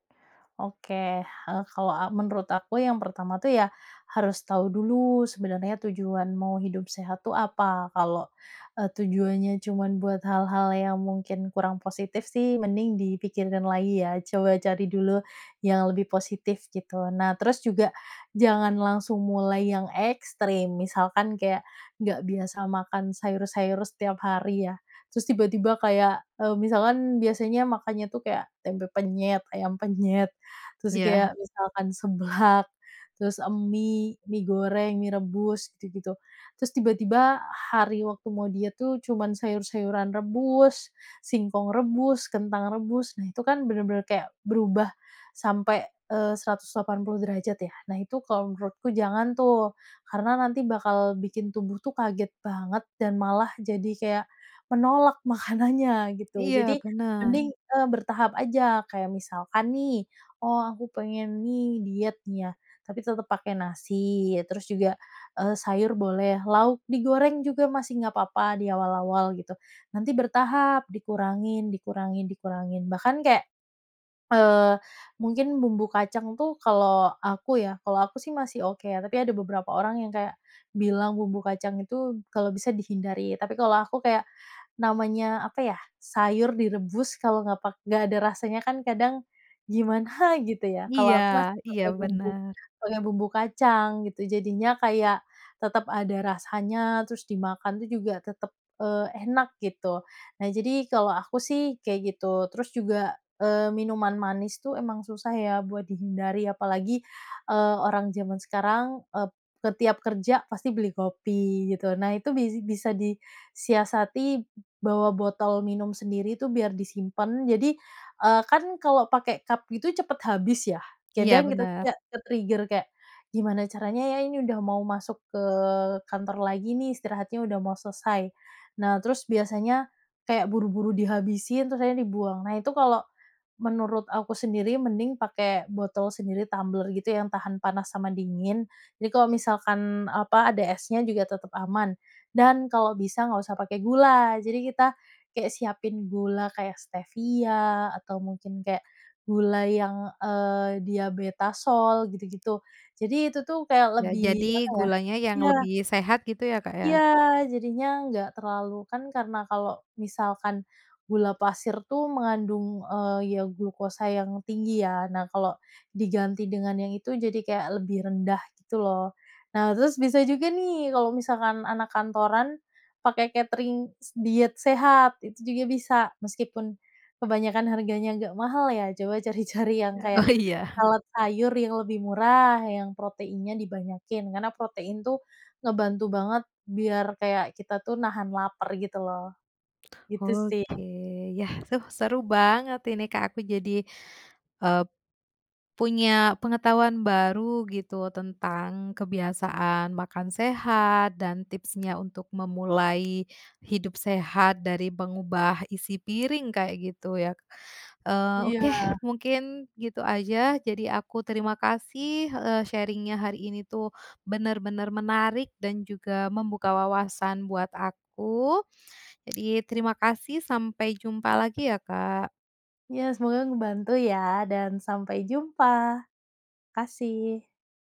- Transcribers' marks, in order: laughing while speaking: "seblak"; laughing while speaking: "makanannya"; "Kadang" said as "Kedang"; in English: "ke-trigger"; other background noise; laughing while speaking: "cari-cari"; laughing while speaking: "oh iya"; in English: "sharing-nya"
- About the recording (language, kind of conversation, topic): Indonesian, podcast, Apa kebiasaan makan sehat yang paling mudah menurutmu?